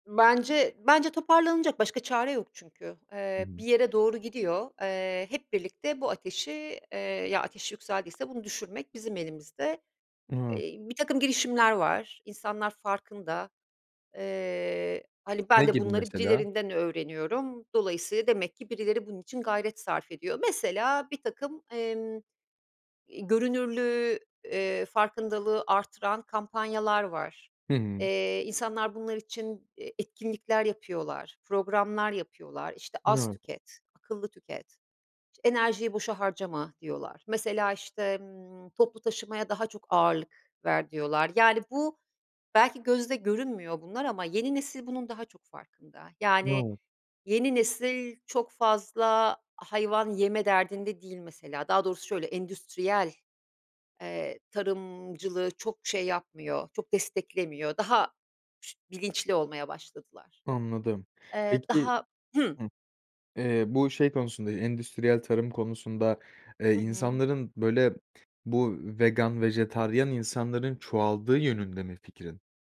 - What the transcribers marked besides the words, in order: tapping; unintelligible speech; unintelligible speech
- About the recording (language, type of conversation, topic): Turkish, podcast, İklim değişikliğinin günlük hayatımıza etkilerini nasıl görüyorsun?